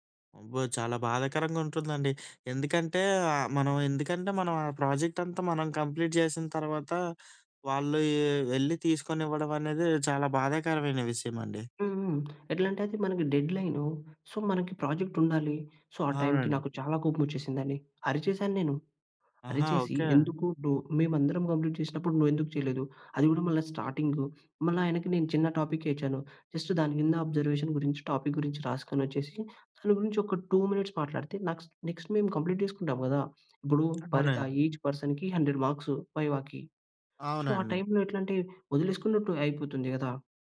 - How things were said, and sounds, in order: in English: "ప్రాజెక్ట్"; in English: "కంప్లీట్"; in English: "సో"; in English: "ప్రాజెక్ట్"; in English: "సో"; in English: "కంప్లీట్"; in English: "జస్ట్"; in English: "అబ్జర్వేషన్"; in English: "టాపిక్"; in English: "టూ మినిట్స్"; in English: "నెక్స్ట్"; in English: "కంప్లీట్"; tapping; in English: "ఈచ్ పర్సన్‌కి, హండ్రెడ్ మార్క్స్ వైవాకి. సో"
- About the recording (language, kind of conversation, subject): Telugu, podcast, సమస్యపై మాట్లాడడానికి సరైన సమయాన్ని మీరు ఎలా ఎంచుకుంటారు?